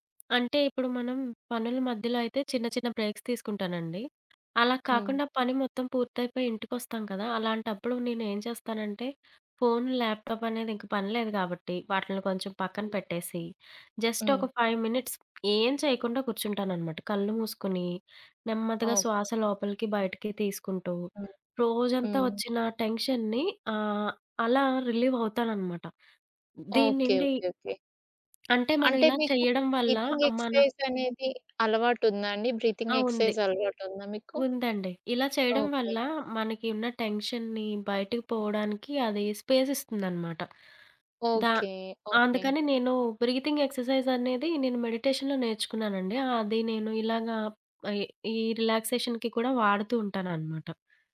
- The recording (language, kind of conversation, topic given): Telugu, podcast, పని తర్వాత మానసికంగా రిలాక్స్ కావడానికి మీరు ఏ పనులు చేస్తారు?
- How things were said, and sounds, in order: in English: "బ్రేక్స్"; other background noise; in English: "ఫోన్, ల్యాప్టాప్"; in English: "జస్ట్"; in English: "ఫైవ్ మినిట్స్"; tapping; in English: "టెన్షన్‌ని"; in English: "రిలీవ్"; in English: "బ్రీతింగ్ ఎక్సర్సైజ్"; in English: "బ్రీతింగ్ ఎక్ససైజ్"; in English: "టెన్షన్‌ని"; in English: "స్పేస్"; in English: "బ్రీతింగ్ ఎక్ససైజ్"; in English: "మెడిటేషన్‌లొ"; in English: "రిలాక్సేషన్‌కి"